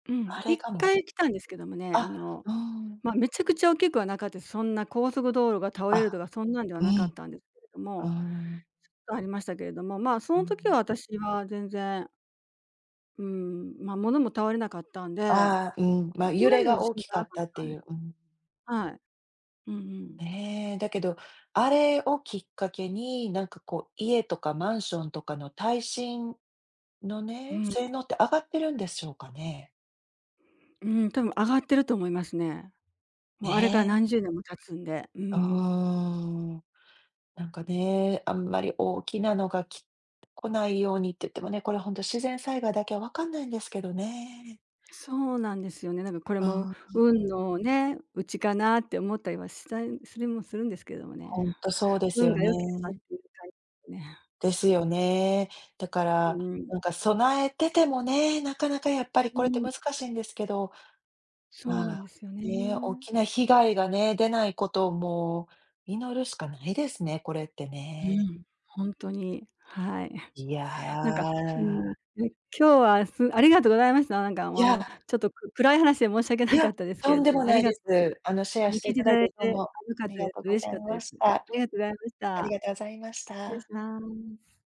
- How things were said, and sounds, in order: other background noise; chuckle
- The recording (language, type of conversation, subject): Japanese, advice, 過去の記憶がよみがえると、感情が大きく揺れてしまうことについて話していただけますか？